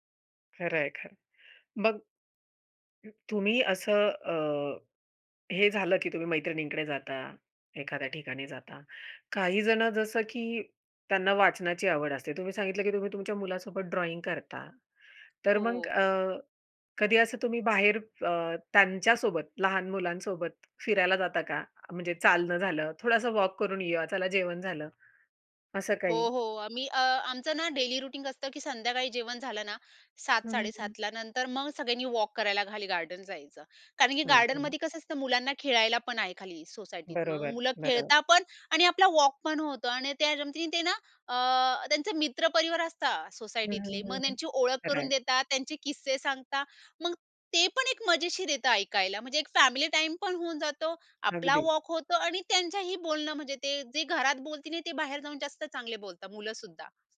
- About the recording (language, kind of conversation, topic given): Marathi, podcast, कुटुंबात असूनही एकटं वाटल्यास काय कराल?
- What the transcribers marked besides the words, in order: in English: "ड्रॉइंग"; other background noise; bird; in English: "डेली रुटीन"; unintelligible speech